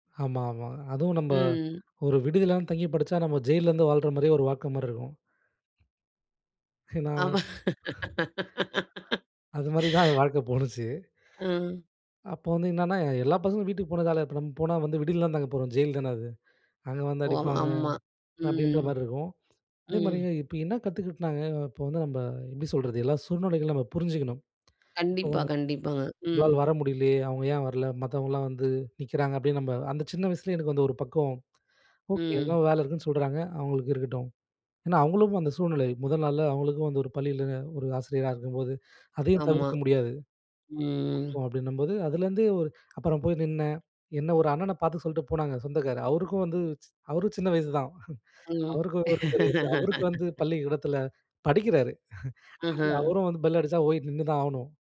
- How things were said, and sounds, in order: "வாழ்க்க" said as "வாக்கம்"; chuckle; laughing while speaking: "போனுச்சு"; laugh; other background noise; laugh; chuckle
- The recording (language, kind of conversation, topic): Tamil, podcast, பள்ளிக்கால நினைவில் உனக்கு மிகப்பெரிய பாடம் என்ன?